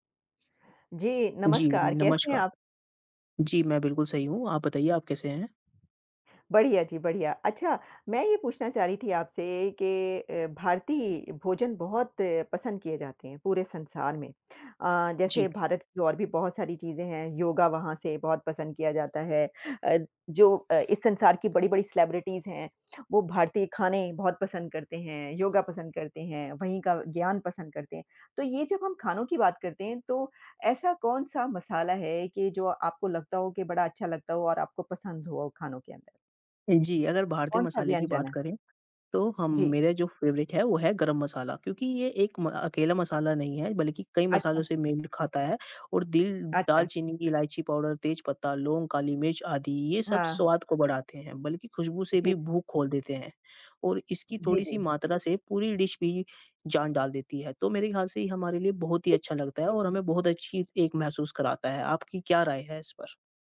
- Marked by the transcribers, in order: tapping; other background noise; in English: "सेलिब्रिटीस"; in English: "फ़ेवरेट"; in English: "डिश"
- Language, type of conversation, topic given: Hindi, unstructured, कौन-सा भारतीय व्यंजन आपको सबसे ज़्यादा पसंद है?